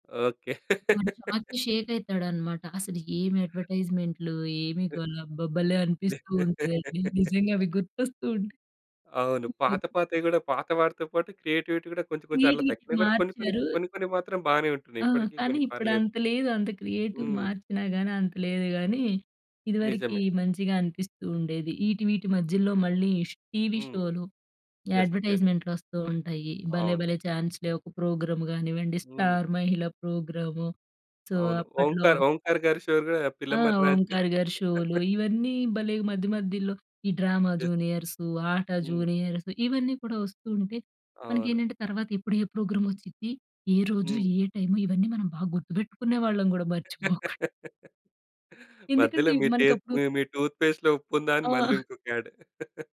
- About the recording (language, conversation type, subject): Telugu, podcast, మీకు ఇష్టమైన పాత టెలివిజన్ ప్రకటన ఏదైనా ఉందా?
- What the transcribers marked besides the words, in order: in English: "షాక్‌కి షేక్"; laugh; other noise; laugh; in English: "క్రియేటివిటీ"; in English: "క్రియేటివిటీ"; in English: "క్రియేటివ్"; in English: "యెస్. యెస్"; in English: "సో"; laugh; in English: "యస్"; in English: "ప్రోగ్రామ్"; laughing while speaking: "మధ్యలో మీ టె మి మీ టూత్‌పేస్ట్‌లో ఉప్పుందా? అని మళ్ళీ ఇంకొక యాడ్"; in English: "టూత్‌పేస్ట్‌లో"; in English: "యాడ్"